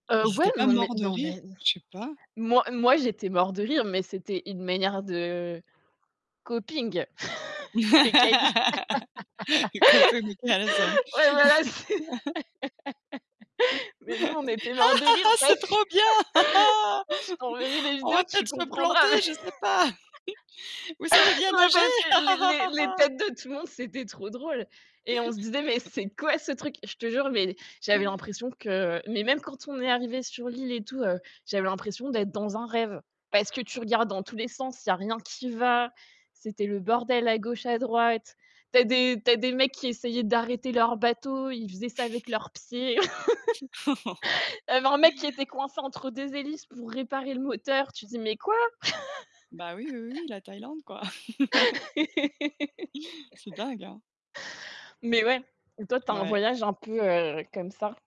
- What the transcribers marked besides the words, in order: static; unintelligible speech; laugh; unintelligible speech; laugh; put-on voice: "Ha ha ha ! C'est trop … ha ha ha !"; laughing while speaking: "Ha ha ha ! C'est trop bien. Ha ha !"; unintelligible speech; laugh; chuckle; laugh; chuckle; laugh; tapping; laugh; laugh
- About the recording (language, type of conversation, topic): French, unstructured, Qu’est-ce qui rend un voyage inoubliable selon toi ?